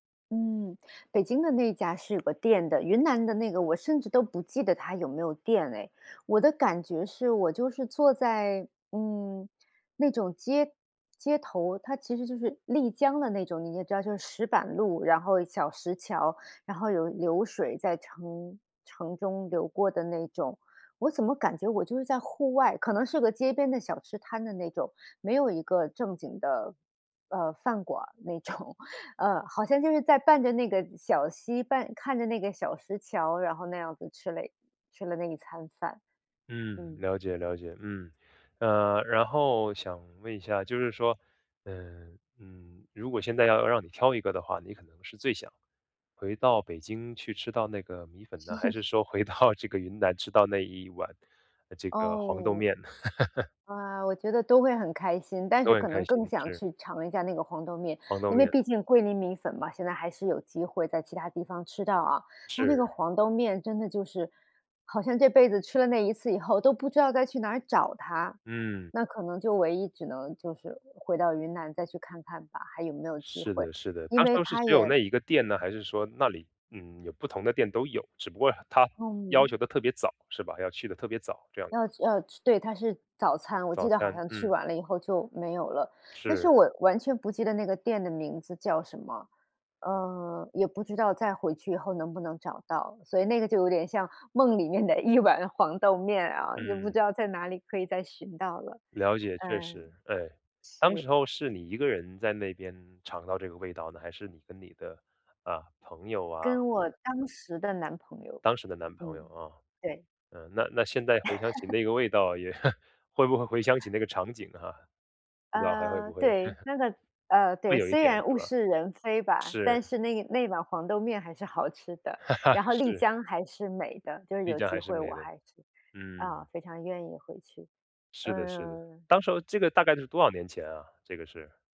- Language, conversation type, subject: Chinese, podcast, 你有没有特别怀念的街头小吃？
- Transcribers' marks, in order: other background noise; laughing while speaking: "那种"; chuckle; laughing while speaking: "回到"; laugh; laughing while speaking: "里面"; chuckle; chuckle; chuckle